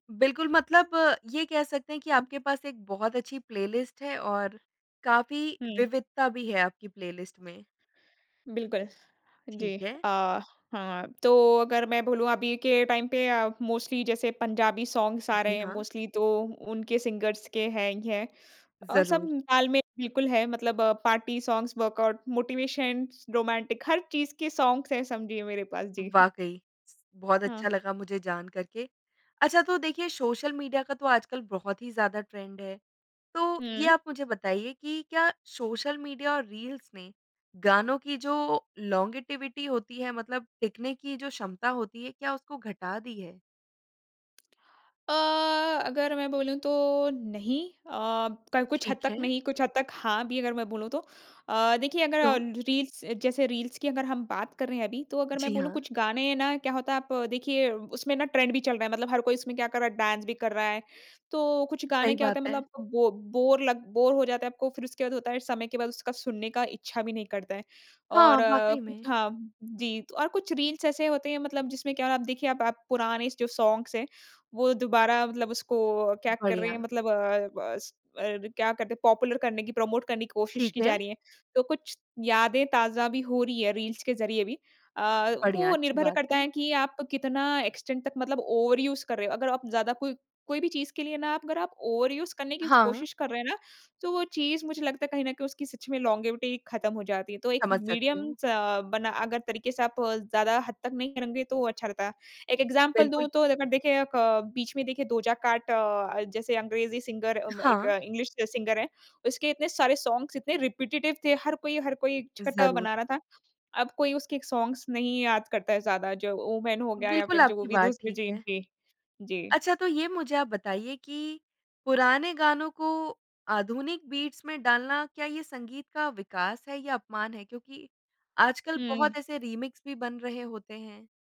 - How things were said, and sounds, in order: in English: "टाइम"; in English: "मोस्टली"; in English: "सॉन्ग्स"; in English: "मोस्टली"; in English: "सिंगर्स"; in English: "पार्टी सॉन्ग्स, वर्कआऊट, मोटिवेशन्स, रोमांटिक"; in English: "सॉन्ग्स"; chuckle; in English: "ट्रेंड"; in English: "लोंगेटिविटी"; "लॉन्जेविटी" said as "लोंगेटिविटी"; in English: "ट्रेंड"; in English: "बोर"; in English: "बोर"; in English: "सॉन्ग्स"; in English: "पॉपुलर"; in English: "प्रमोट"; in English: "एक्सटेंट"; in English: "ओवरयूज़"; in English: "ओवरयूज़"; in English: "लॉन्गेविटी"; in English: "मीडियमस"; in English: "एग्ज़ाम्पल"; in English: "सिंगर"; in English: "इंग्लिश सिंगर"; in English: "सॉन्ग्स"; in English: "रिपेटिटिव"; in English: "सॉन्ग्स"; in English: "बीट्स"; in English: "रीमिक्स"
- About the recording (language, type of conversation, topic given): Hindi, podcast, साझा प्लेलिस्ट में पुराने और नए गानों का संतुलन कैसे रखते हैं?